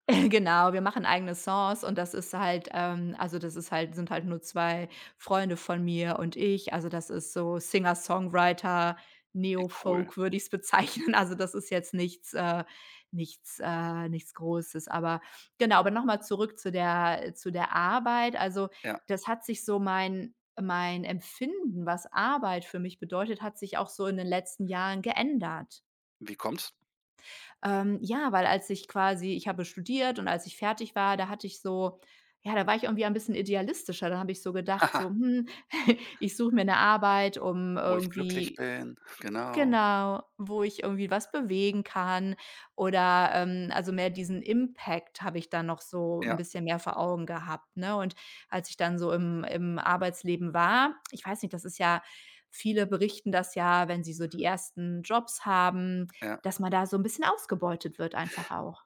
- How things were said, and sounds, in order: chuckle; laughing while speaking: "bezeichnen"; tapping; laugh; snort; in English: "Impact"
- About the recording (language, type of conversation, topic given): German, podcast, Wie findest du in deinem Job eine gute Balance zwischen Arbeit und Privatleben?